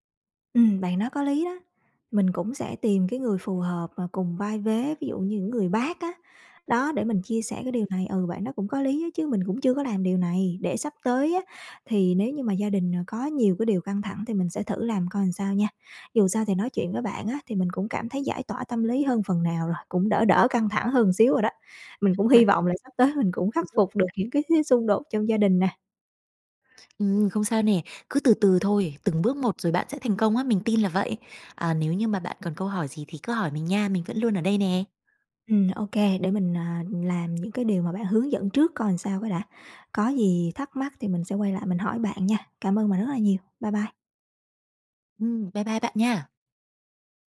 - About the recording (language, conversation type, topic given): Vietnamese, advice, Xung đột gia đình khiến bạn căng thẳng kéo dài như thế nào?
- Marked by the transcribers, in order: other background noise; "làm" said as "ừn"; unintelligible speech; unintelligible speech; tapping; "làm" said as "ừn"